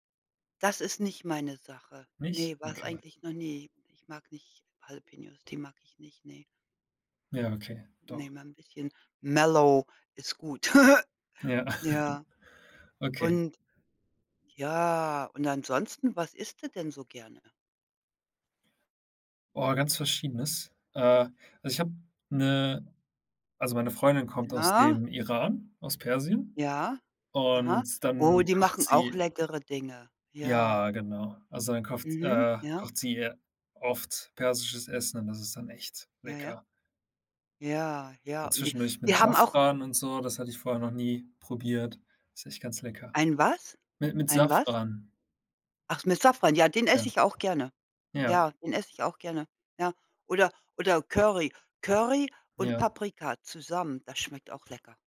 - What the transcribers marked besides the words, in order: in English: "mellow"; chuckle; drawn out: "ja"
- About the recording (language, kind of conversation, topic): German, unstructured, Was macht ein Gericht für dich besonders lecker?